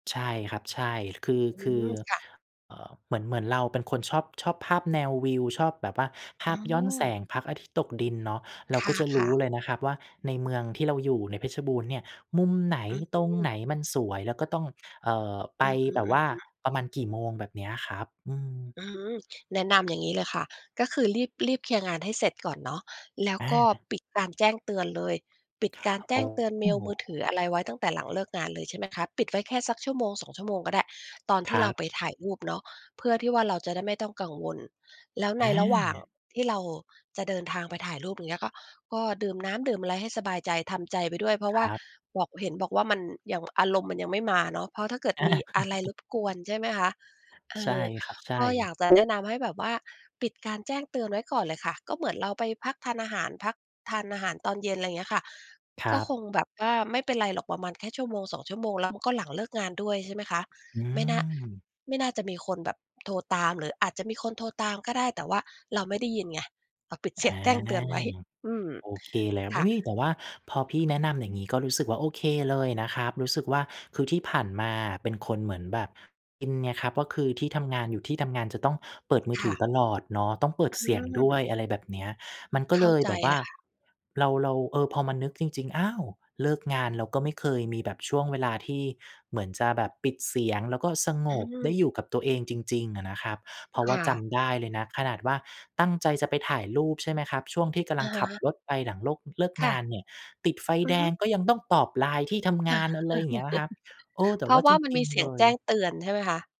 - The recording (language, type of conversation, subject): Thai, advice, จะสร้างนิสัยทำงานศิลป์อย่างสม่ำเสมอได้อย่างไรในเมื่อมีงานประจำรบกวน?
- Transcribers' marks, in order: other background noise; laughing while speaking: "อา"; chuckle; tapping; laughing while speaking: "เสียงแจ้งเตือนไว้"; laugh